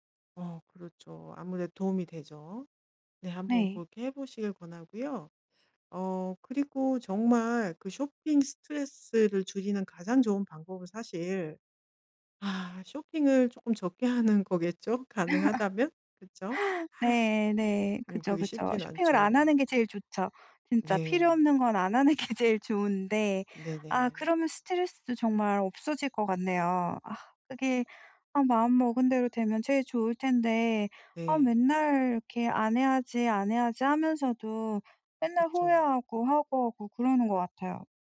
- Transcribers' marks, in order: other background noise; laugh; laughing while speaking: "하는 게"
- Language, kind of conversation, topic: Korean, advice, 쇼핑 스트레스를 줄이면서 효율적으로 물건을 사려면 어떻게 해야 하나요?